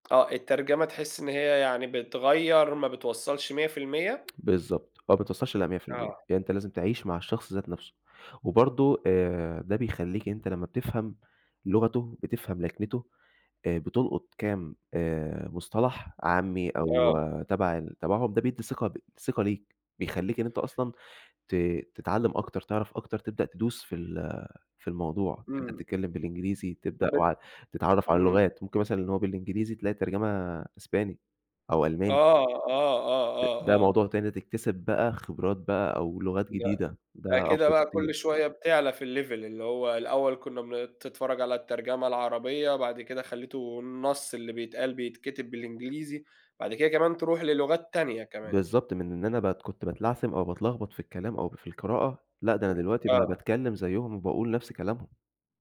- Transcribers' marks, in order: tapping; in English: "الLeve"; other noise
- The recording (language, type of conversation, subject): Arabic, podcast, إيه دور الدبلجة والترجمة في تجربة المشاهدة؟